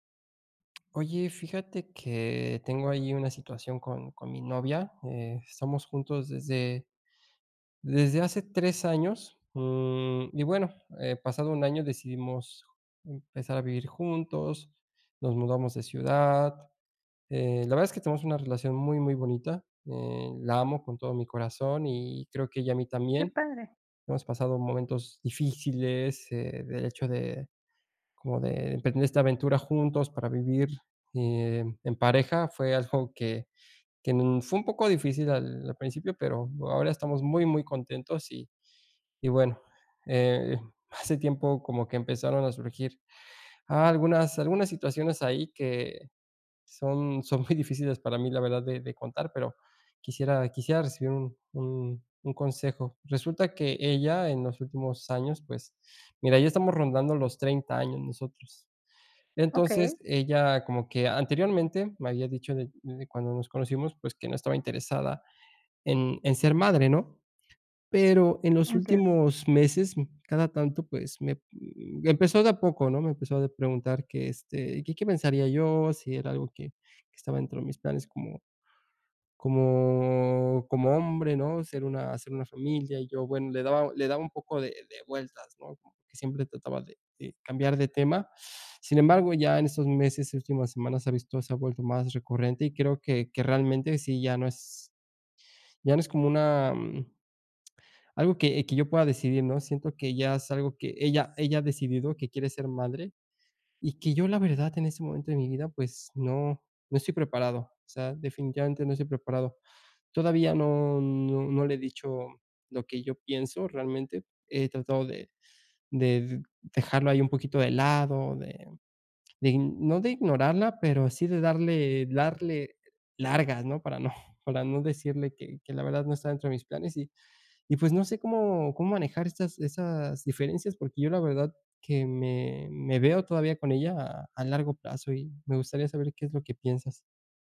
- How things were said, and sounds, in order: tapping; laughing while speaking: "no"
- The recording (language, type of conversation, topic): Spanish, advice, ¿Cómo podemos gestionar nuestras diferencias sobre los planes a futuro?